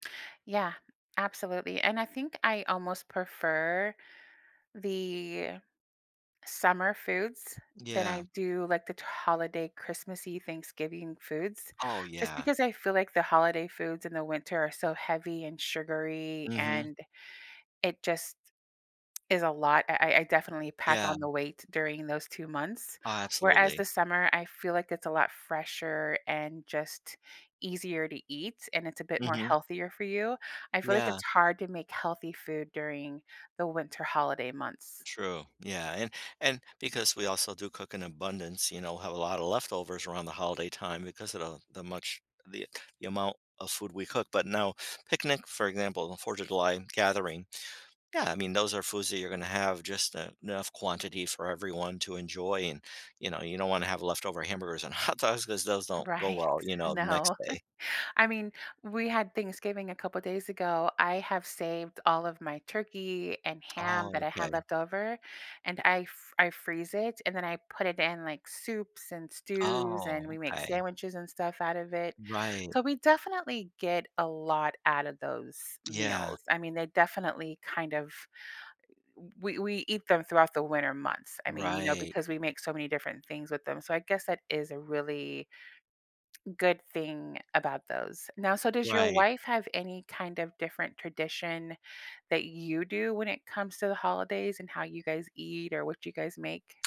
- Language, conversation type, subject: English, unstructured, How can I understand why holidays change foods I crave or avoid?
- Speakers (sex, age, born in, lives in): female, 45-49, United States, United States; male, 60-64, Italy, United States
- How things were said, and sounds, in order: tapping; tsk; other background noise; laughing while speaking: "hot dogs"; laughing while speaking: "Right. No"; chuckle